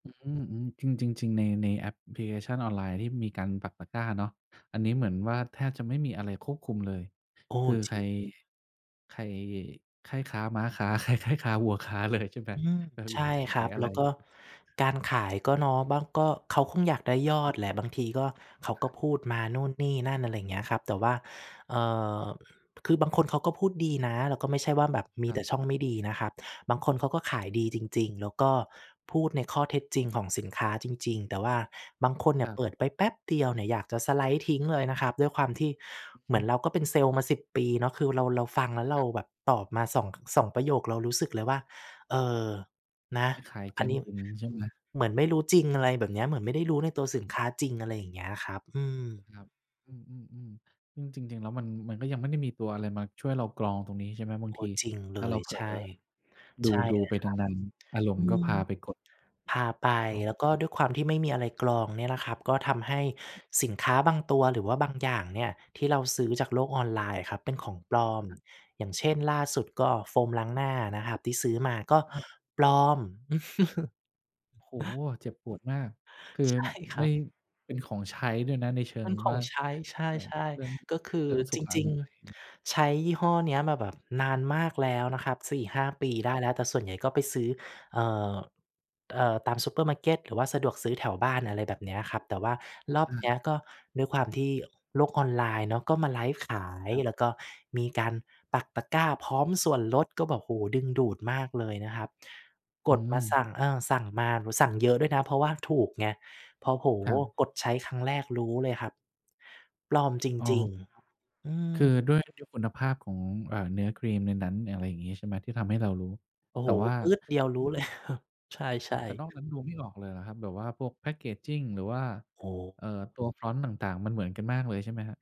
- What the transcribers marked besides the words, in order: laughing while speaking: "ใคร"; laughing while speaking: "เลยใช่ไหม"; other noise; other background noise; chuckle; laughing while speaking: "ใช่"; chuckle
- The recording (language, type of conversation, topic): Thai, podcast, คุณทำอย่างไรให้แบ่งเวลาใช้อินเทอร์เน็ตกับชีวิตจริงได้อย่างสมดุล?